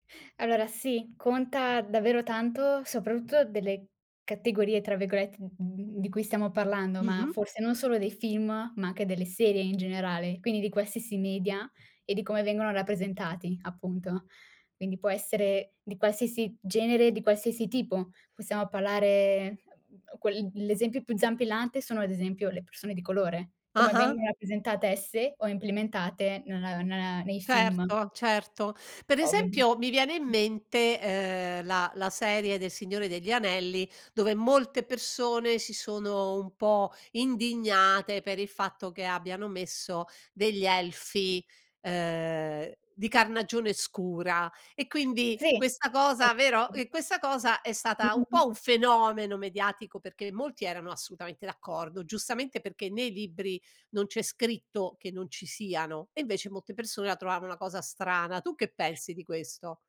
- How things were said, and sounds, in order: "media" said as "nedia"; unintelligible speech; unintelligible speech; unintelligible speech
- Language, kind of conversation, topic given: Italian, podcast, Quanto conta per te la rappresentazione nei film?